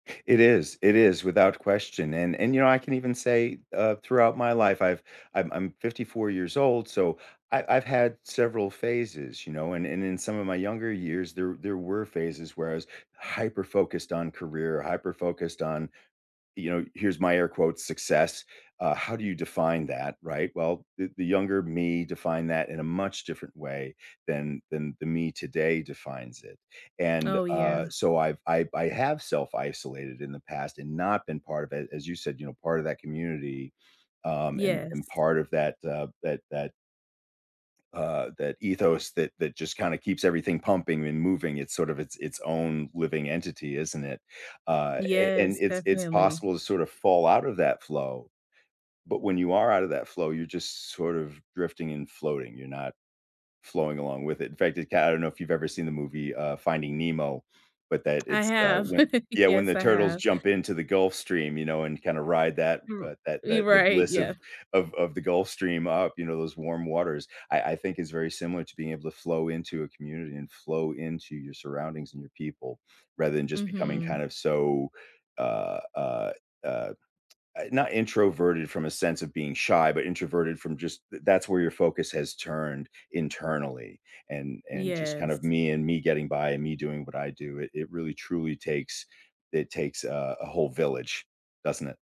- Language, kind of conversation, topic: English, unstructured, How do your cultural or religious traditions shape your daily rhythms, values, and relationships today?
- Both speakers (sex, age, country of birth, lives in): female, 35-39, United States, United States; male, 55-59, United States, United States
- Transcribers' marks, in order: laugh; laughing while speaking: "right"